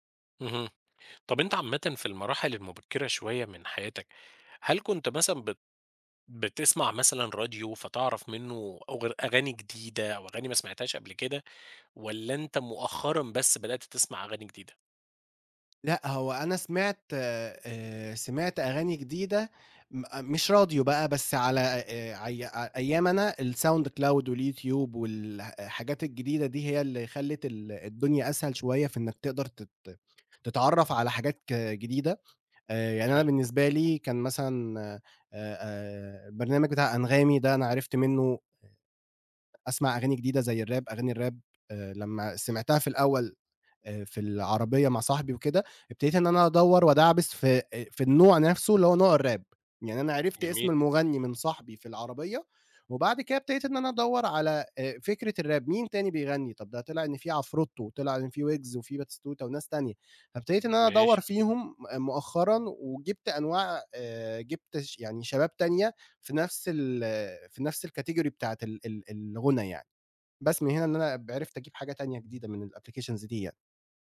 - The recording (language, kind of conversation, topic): Arabic, podcast, إزاي بتكتشف موسيقى جديدة عادة؟
- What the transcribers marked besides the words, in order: other noise; in English: "الراب"; in English: "الراب"; in English: "الراب"; in English: "الراب"; in English: "الcategory"; in English: "الapplications"